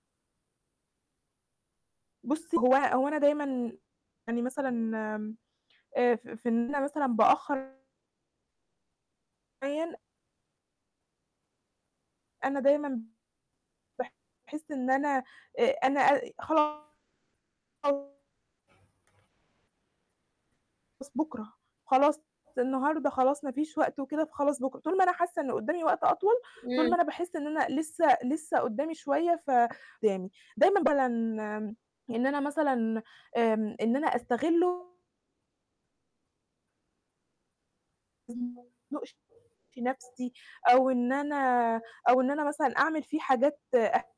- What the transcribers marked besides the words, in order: other background noise; distorted speech; unintelligible speech; unintelligible speech; unintelligible speech; unintelligible speech; unintelligible speech
- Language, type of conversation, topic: Arabic, advice, إزاي أبطل أسوّف كتير وأقدر أخلّص مهامي قبل المواعيد النهائية؟